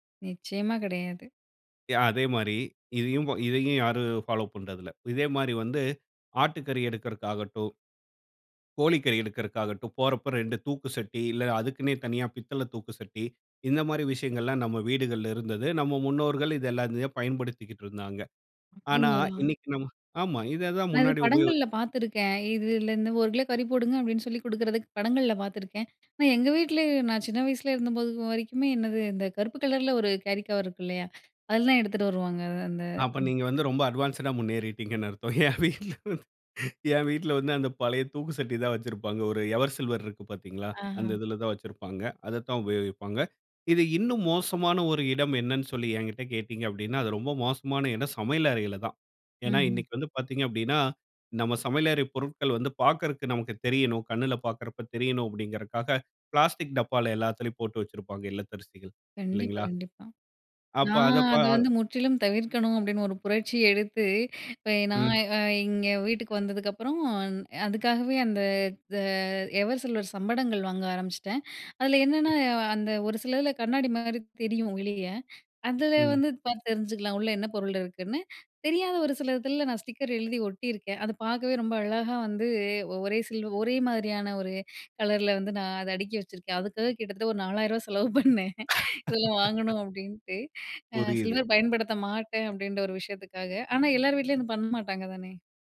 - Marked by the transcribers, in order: in English: "யா"; tapping; other noise; other background noise; in English: "கேரிகவர்"; inhale; in English: "அட்வான்ஸ்டா"; laughing while speaking: "என் வீட்ல வந்து, என் வீட்ல வந்து, அந்த பழைய தூக்குசட்டி தான் வச்சிருப்பாங்க"; inhale; inhale; inhale; inhale; laughing while speaking: "நாலாயிருவா செலவு பண்ணேன். இதெல்லாம் வாங்கணும் அப்படின்ட்டு"; inhale; laugh; inhale
- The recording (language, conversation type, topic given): Tamil, podcast, பிளாஸ்டிக் பயன்படுத்துவதை குறைக்க தினமும் செய்யக்கூடிய எளிய மாற்றங்கள் என்னென்ன?